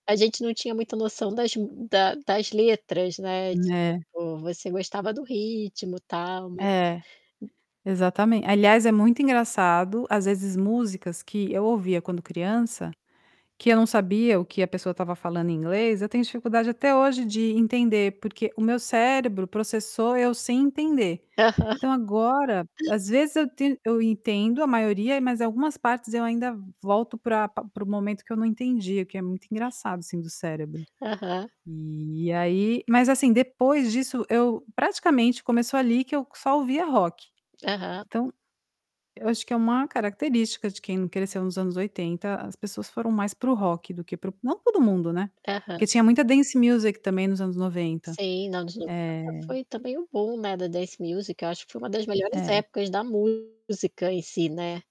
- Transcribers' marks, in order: static; tapping; in English: "dance music"; in English: "dance music"; distorted speech
- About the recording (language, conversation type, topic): Portuguese, podcast, Como os gostos musicais mudam com a idade?